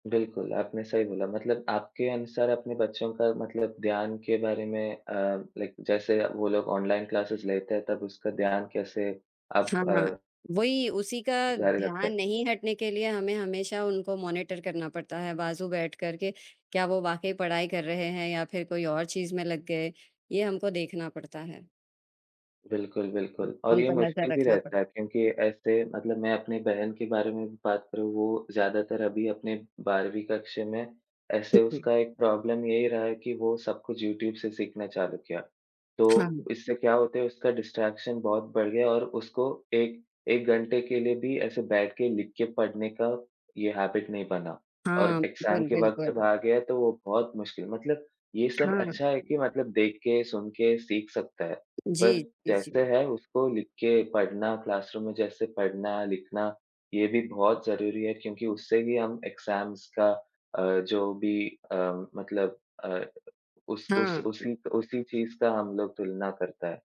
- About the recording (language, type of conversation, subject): Hindi, unstructured, क्या ऑनलाइन शिक्षा ने आपके पढ़ने के तरीके में बदलाव किया है?
- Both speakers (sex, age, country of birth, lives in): female, 35-39, India, India; male, 20-24, India, India
- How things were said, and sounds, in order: in English: "लाइक"; in English: "क्लासेज़"; in English: "मॉनिटर"; tapping; in English: "प्रॉब्लम"; in English: "डिस्ट्रैक्शन"; in English: "हैबिट"; in English: "एग्ज़ाम"; in English: "क्लासरूम"; in English: "एग्ज़ाम्स"